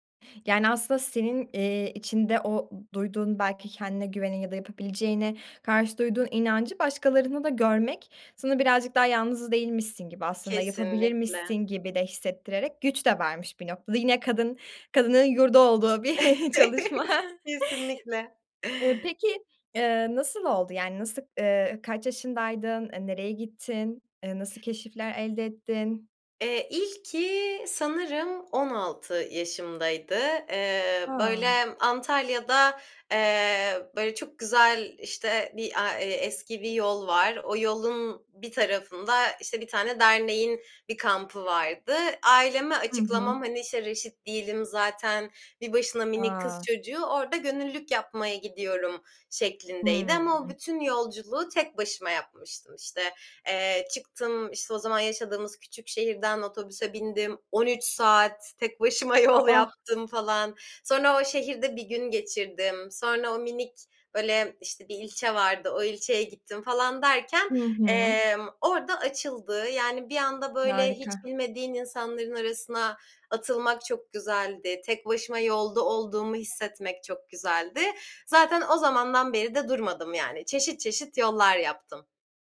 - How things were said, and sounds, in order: chuckle; laughing while speaking: "bir çalışma"; laughing while speaking: "yol"; tapping; other background noise
- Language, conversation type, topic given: Turkish, podcast, Tek başına seyahat etmekten ne öğrendin?